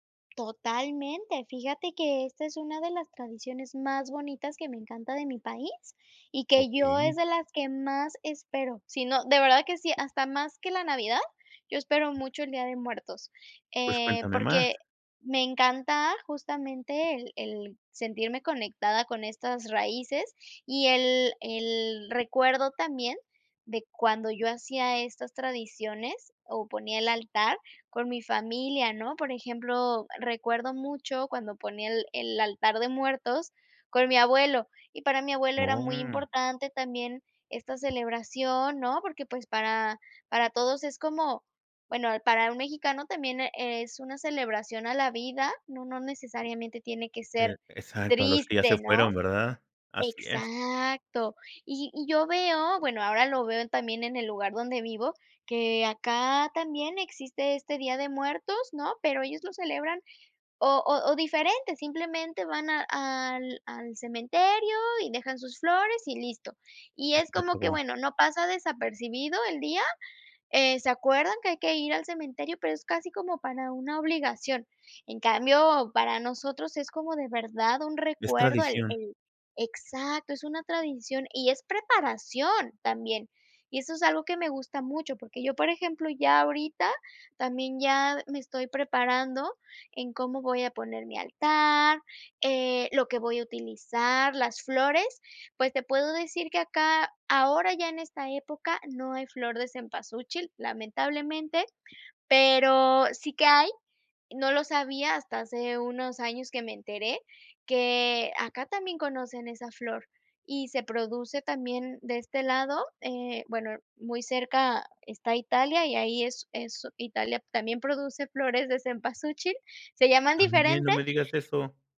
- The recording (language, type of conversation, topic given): Spanish, podcast, Cuéntame, ¿qué tradiciones familiares te importan más?
- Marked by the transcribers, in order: other background noise